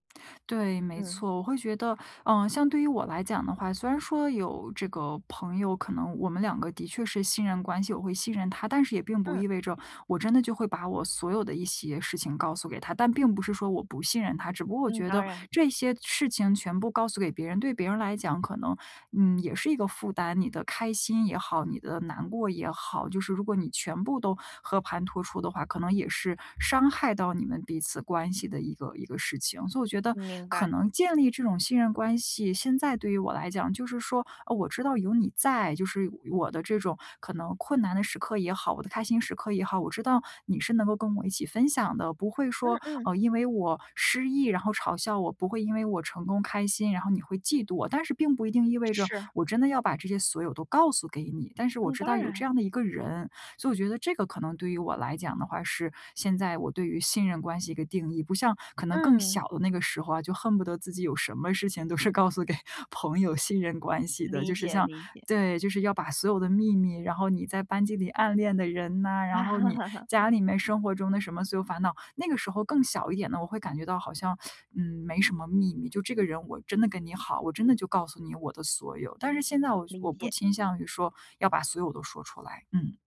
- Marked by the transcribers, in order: other background noise; laughing while speaking: "都是告诉给朋友信任关系的"; laugh; other street noise; teeth sucking
- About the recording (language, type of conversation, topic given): Chinese, podcast, 什么行为最能快速建立信任？